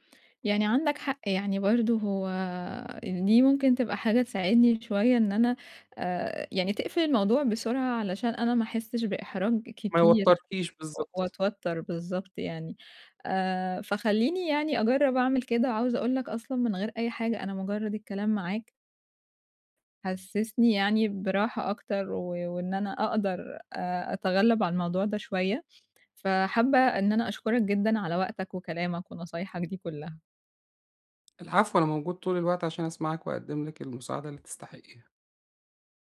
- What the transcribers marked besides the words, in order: none
- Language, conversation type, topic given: Arabic, advice, إزاي أتعامل بثقة مع مجاملات الناس من غير ما أحس بإحراج أو انزعاج؟